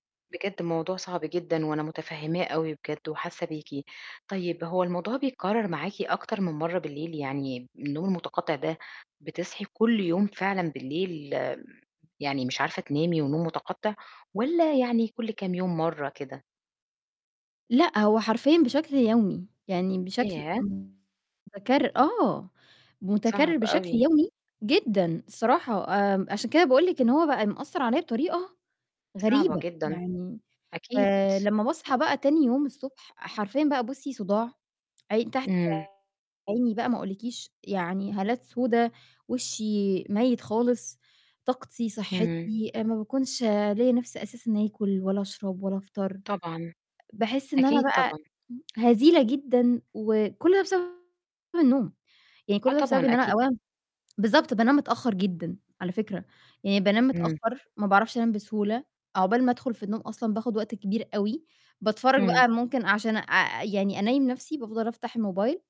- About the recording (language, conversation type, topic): Arabic, advice, إيه اللي ممكن يخلّيني أنام نوم متقطع وأصحى كذا مرة بالليل؟
- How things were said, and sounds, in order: distorted speech